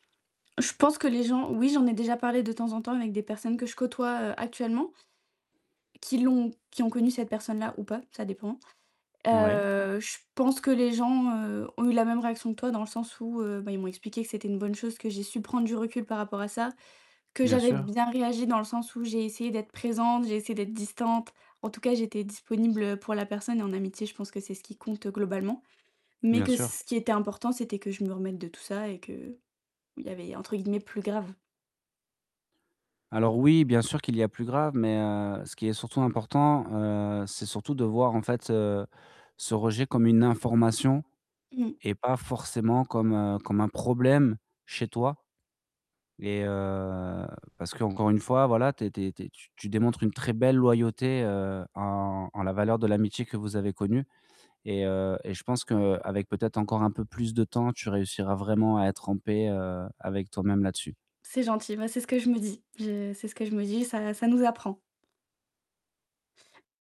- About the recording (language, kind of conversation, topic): French, advice, Comment puis-je rebondir après un rejet et retrouver rapidement confiance en moi ?
- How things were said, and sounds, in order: static; distorted speech; other background noise; background speech; drawn out: "heu"